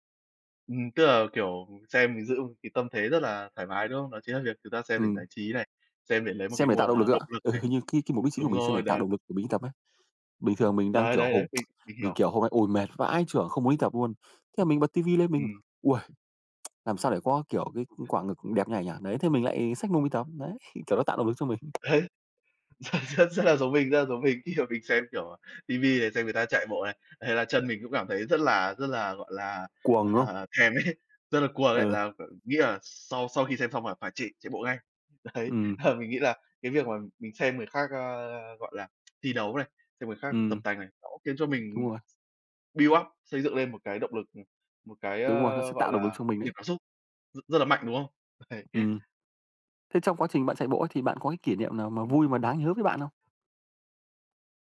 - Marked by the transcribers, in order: other background noise; laughing while speaking: "Ừ"; tsk; tsk; chuckle; tapping; laughing while speaking: "ờ, rất"; laughing while speaking: "à, thèm ấy"; laughing while speaking: "Đấy, ờ"; tsk; in English: "build up"; laughing while speaking: "Uầy"; horn
- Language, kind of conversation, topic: Vietnamese, unstructured, Bạn có môn thể thao yêu thích nào không?